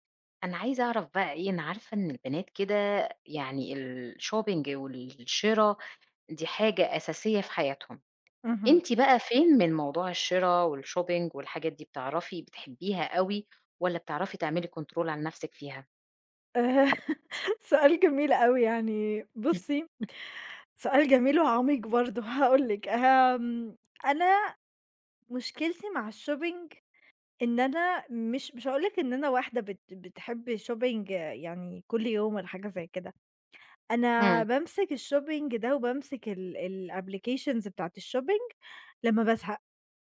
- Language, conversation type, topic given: Arabic, podcast, إزاي بتقرر توفّر فلوس ولا تصرفها دلوقتي؟
- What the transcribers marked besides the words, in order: in English: "الshopping"; tapping; in English: "والshopping"; in English: "كنترول"; laughing while speaking: "سؤال جميل أوي يعني"; chuckle; in English: "الshopping"; in English: "shopping"; in English: "الshopping"; in English: "الapplications"; in English: "الshopping"